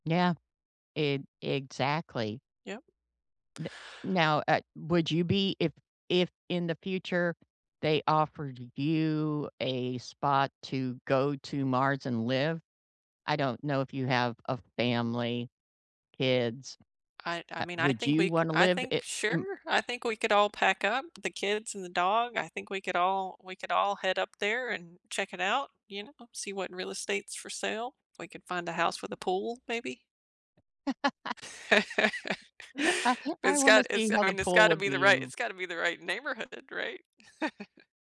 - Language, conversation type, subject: English, unstructured, How do you think space exploration will shape our future?
- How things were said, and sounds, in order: tapping; laugh; laughing while speaking: "I I"; laugh